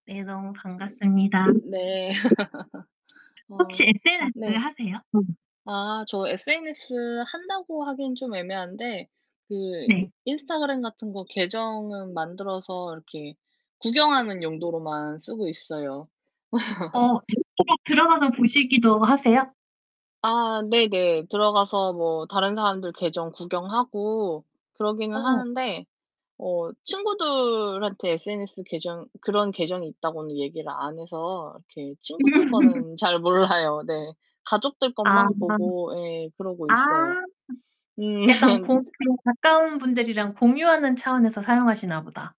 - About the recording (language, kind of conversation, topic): Korean, unstructured, SNS에서 진짜 내 모습을 드러내기 어려운 이유는 뭐라고 생각하나요?
- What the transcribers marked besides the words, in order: other background noise; laugh; unintelligible speech; laugh; laugh; laughing while speaking: "몰라요"; distorted speech; unintelligible speech; laugh